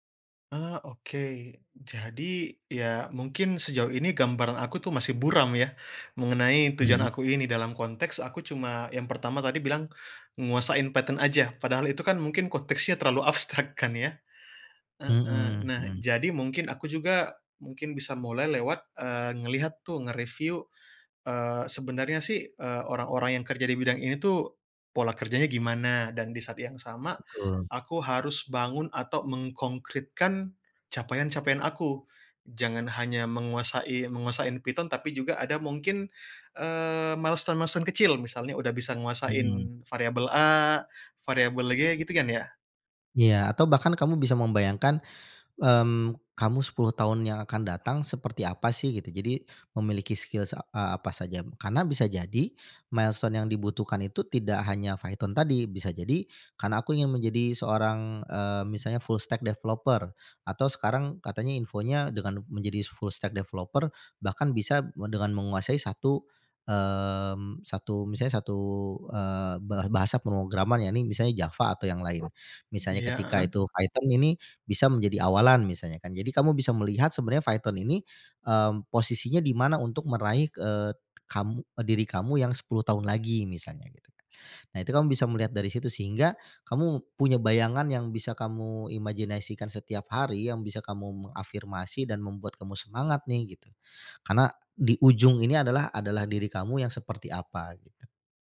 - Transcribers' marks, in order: in English: "milestone-milestone"; in English: "milestone"; in English: "full stack developer"; in English: "full stack developer"; other background noise
- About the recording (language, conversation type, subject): Indonesian, advice, Bagaimana cara mengatasi kehilangan semangat untuk mempelajari keterampilan baru atau mengikuti kursus?